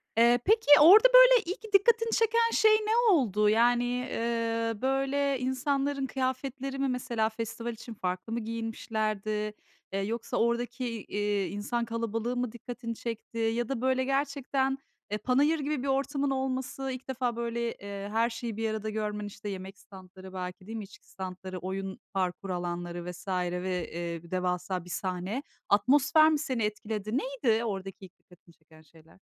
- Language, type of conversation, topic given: Turkish, podcast, Bir festivale katıldığında neler hissettin?
- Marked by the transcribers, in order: other background noise